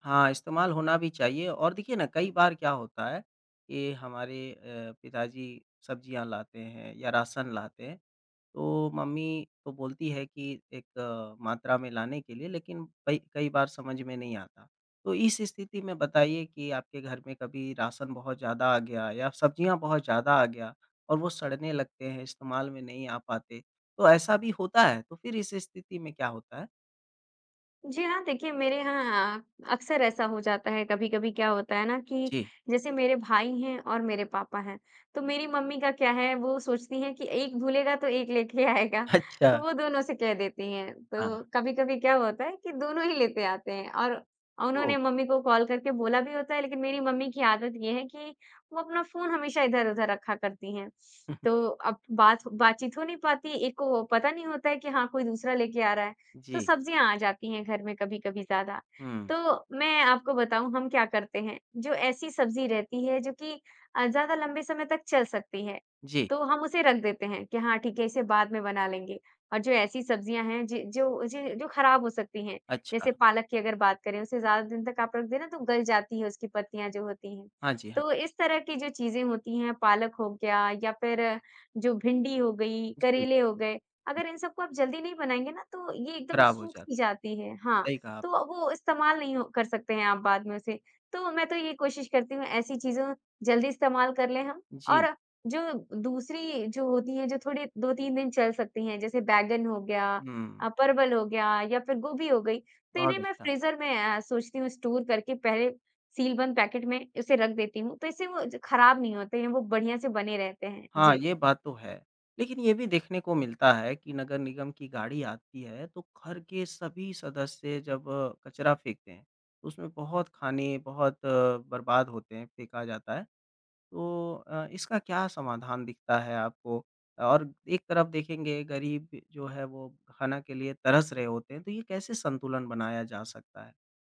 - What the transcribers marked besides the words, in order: tapping; laughing while speaking: "लेके आएगा"; laughing while speaking: "अच्छा"; chuckle; other background noise; in English: "फ्रीज़र"; in English: "स्टोर"; in English: "पैकेट"
- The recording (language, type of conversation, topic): Hindi, podcast, रोज़मर्रा की जिंदगी में खाद्य अपशिष्ट कैसे कम किया जा सकता है?
- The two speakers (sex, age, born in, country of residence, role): female, 20-24, India, India, guest; male, 25-29, India, India, host